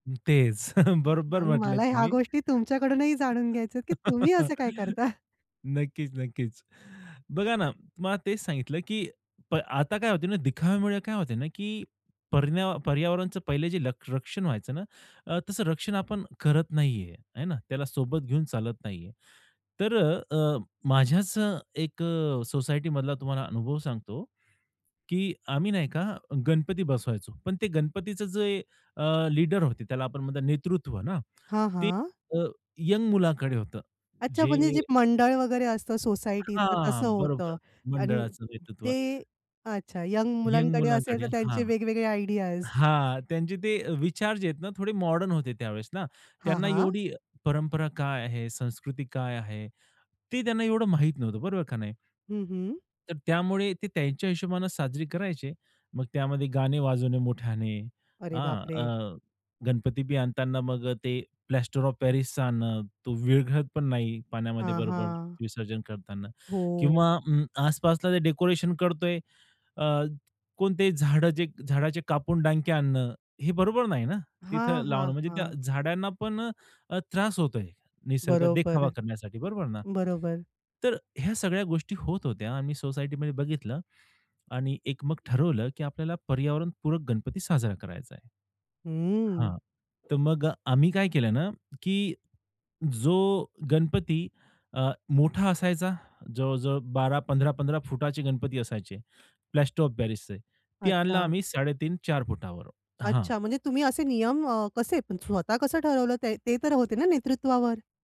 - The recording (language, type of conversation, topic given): Marathi, podcast, सण पर्यावरणपूरक पद्धतीने साजरे करण्यासाठी तुम्ही काय करता?
- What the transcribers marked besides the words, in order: laughing while speaking: "बरोबर म्हटलंत तुम्ही. नक्कीच, नक्कीच"; other background noise; laughing while speaking: "की तुम्ही असं काय करता?"; tapping; in English: "आयडीयाज"